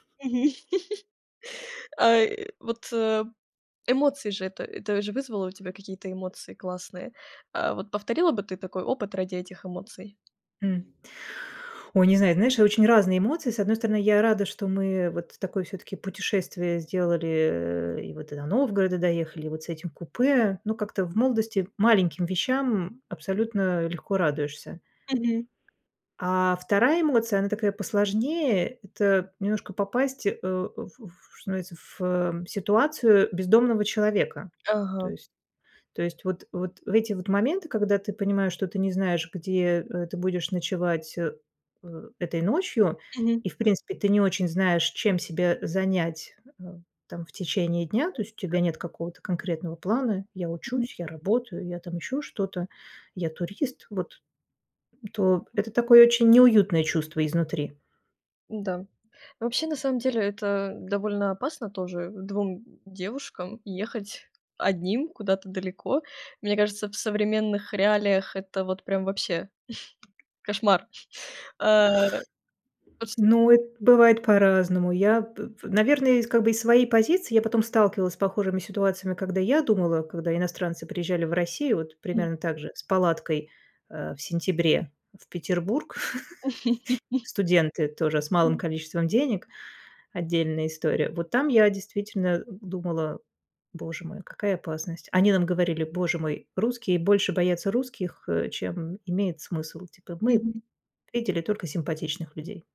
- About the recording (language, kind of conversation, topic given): Russian, podcast, Каким было ваше приключение, которое началось со спонтанной идеи?
- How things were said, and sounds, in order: chuckle; tapping; unintelligible speech; other background noise; chuckle